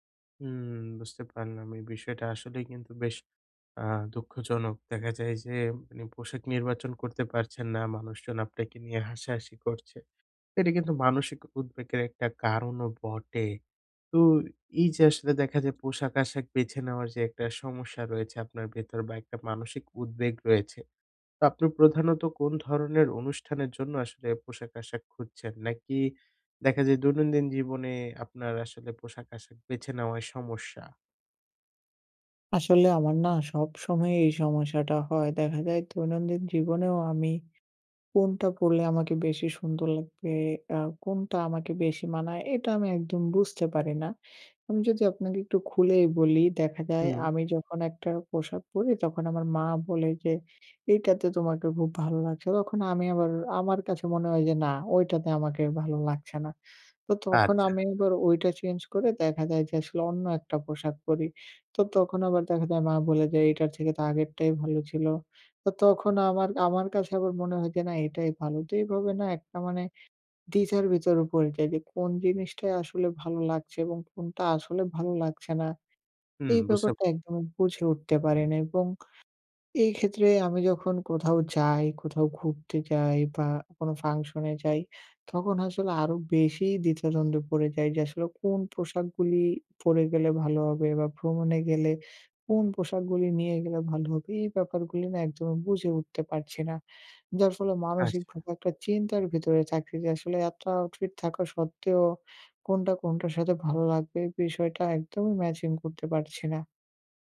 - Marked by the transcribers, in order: in English: "আউটফিট"
- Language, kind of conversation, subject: Bengali, advice, দৈনন্দিন জীবন, অফিস এবং দিন-রাতের বিভিন্ন সময়ে দ্রুত ও সহজে পোশাক কীভাবে বেছে নিতে পারি?